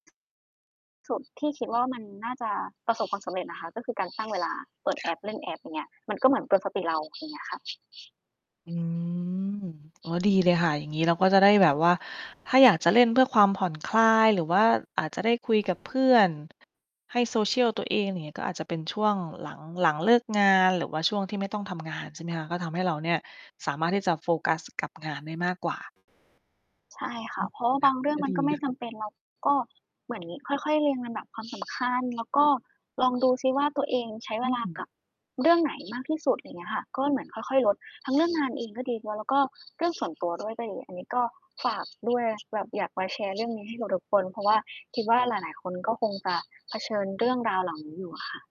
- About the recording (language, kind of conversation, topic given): Thai, podcast, คุณรับมือกับภาวะข้อมูลล้นได้อย่างไร?
- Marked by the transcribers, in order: distorted speech; other background noise; drawn out: "อืม"; static; background speech